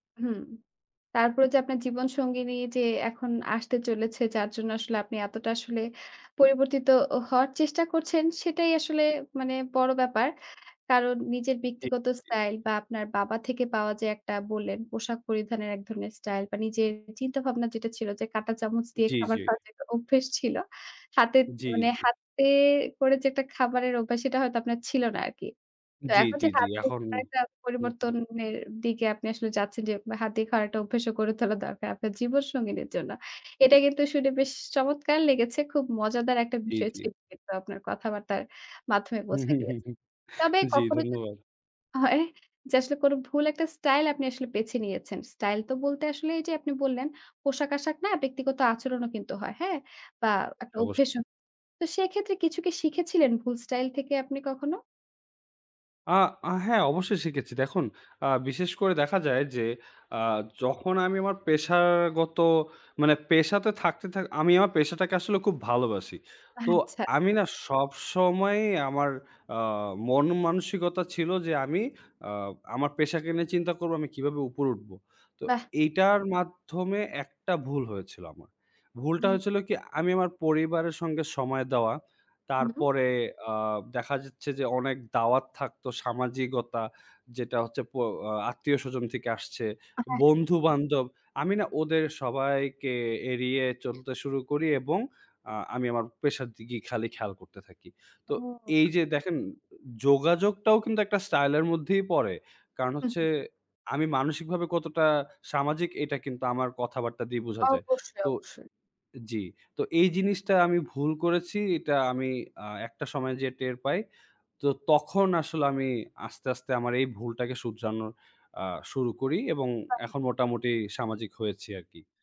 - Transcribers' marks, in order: other background noise; tapping; laughing while speaking: "তোলা দরকার"; chuckle; laughing while speaking: "হয়"
- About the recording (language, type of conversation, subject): Bengali, podcast, কোন অভিজ্ঞতা তোমার ব্যক্তিগত স্টাইল গড়তে সবচেয়ে বড় ভূমিকা রেখেছে?